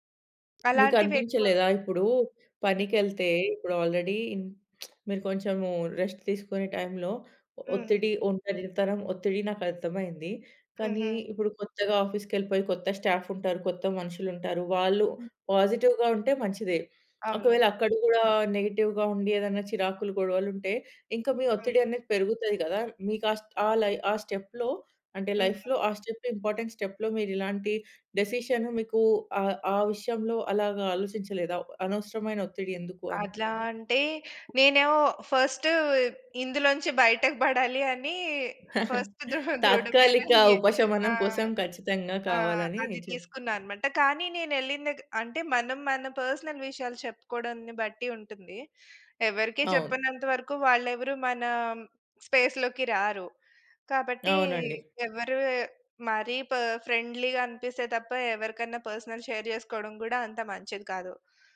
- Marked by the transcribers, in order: other background noise; in English: "ఆల్రెడీ"; lip smack; in English: "రెస్ట్"; in English: "ఆఫీస్‌కెళ్ళిపోయి"; in English: "పాజిటివ్‌గా"; in English: "నెగెటివ్‌గా"; in English: "స్టెప్‌లో"; in English: "లైఫ్‌లో"; in English: "స్టెప్, ఇంపార్టెంట్ స్టెప్‌లో"; "అట్లా" said as "అడ్లా"; in English: "ఫస్ట్"; chuckle; giggle; in English: "పర్సనల్"; in English: "స్పేస్‌లోకి"; in English: "ఫ్రెండ్లీ‌గా"; in English: "పర్సనల్ షేర్"
- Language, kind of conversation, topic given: Telugu, podcast, మీరు తీసుకున్న చిన్న నిర్ణయం వల్ల మీ జీవితంలో పెద్ద మార్పు వచ్చిందా? ఒక ఉదాహరణ చెబుతారా?